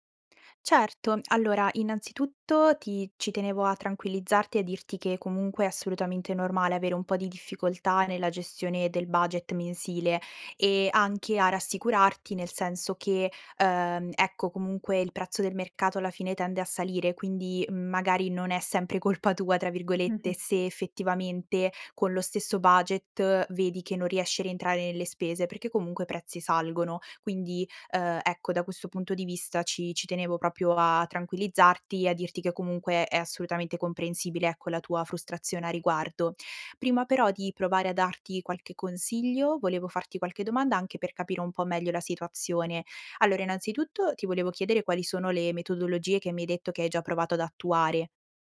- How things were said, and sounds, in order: chuckle; "proprio" said as "propio"; other background noise
- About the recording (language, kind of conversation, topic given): Italian, advice, Come posso gestire meglio un budget mensile costante se faccio fatica a mantenerlo?